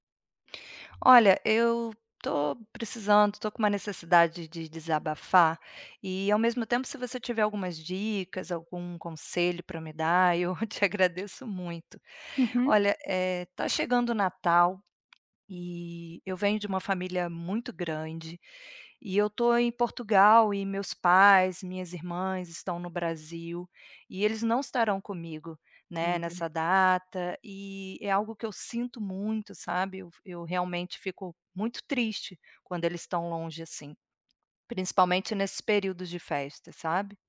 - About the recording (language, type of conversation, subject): Portuguese, advice, Como posso lidar com a saudade do meu ambiente familiar desde que me mudei?
- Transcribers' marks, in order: tapping; other background noise; laughing while speaking: "agradeço muito"